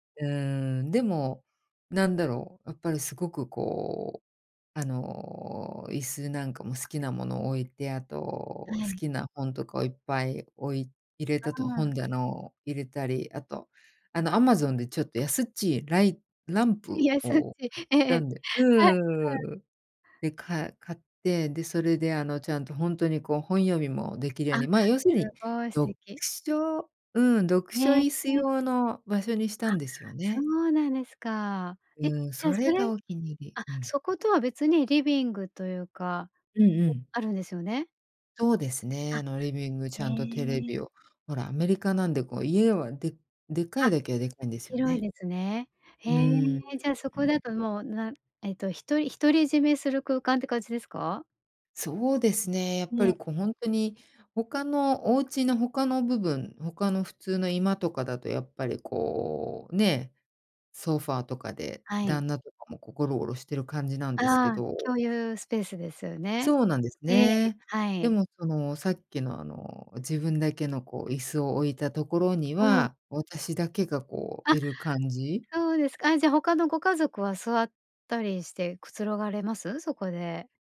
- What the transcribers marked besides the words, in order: laughing while speaking: "安っちい。ええ"
- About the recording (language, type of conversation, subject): Japanese, podcast, 家の中で一番居心地のいい場所はどこですか？